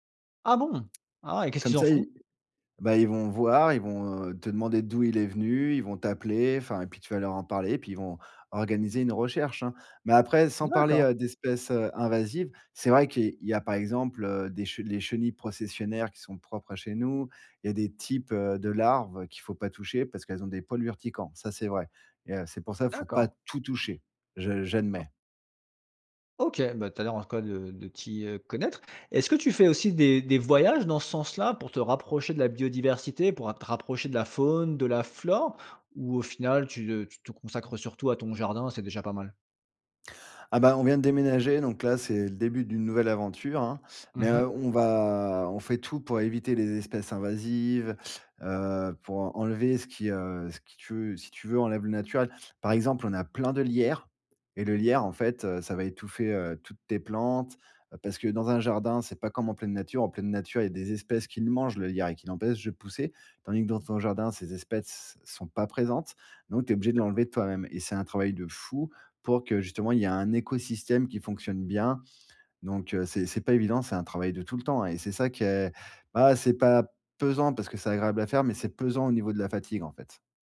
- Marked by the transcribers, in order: surprised: "Ah bon"; stressed: "tout"; tapping; stressed: "fou"
- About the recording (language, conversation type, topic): French, podcast, Quel geste simple peux-tu faire près de chez toi pour protéger la biodiversité ?